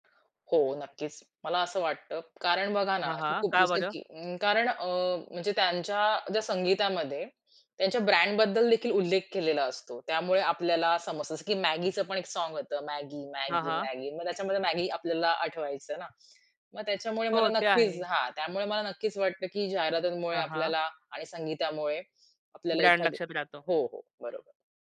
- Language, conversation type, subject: Marathi, podcast, टीव्ही जाहिरातींनी किंवा लघु व्हिडिओंनी संगीत कसे बदलले आहे?
- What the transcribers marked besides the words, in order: other background noise; other noise; tapping